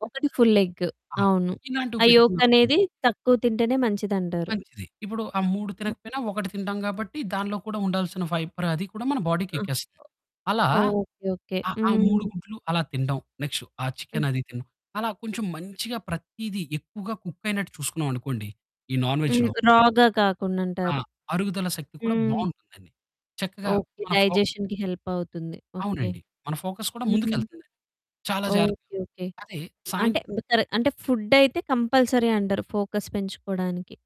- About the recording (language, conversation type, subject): Telugu, podcast, ఫోకస్ పెంచుకోవడానికి మీకు అత్యంత ఉపయోగపడే రోజువారీ రొటీన్ ఏది?
- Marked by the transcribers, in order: in English: "ఫుల్ ఎగ్"; in English: "యోక్"; distorted speech; in English: "ఫైబర్"; in English: "బాడీకెక్కేస్తది"; in English: "నాన్ వేజ్‌లో"; in English: "రా‌గా"; in English: "డైజెషన్‌కి"; in English: "ఫోకస్"; in English: "కంపల్సరీ"; in English: "ఫోకస్"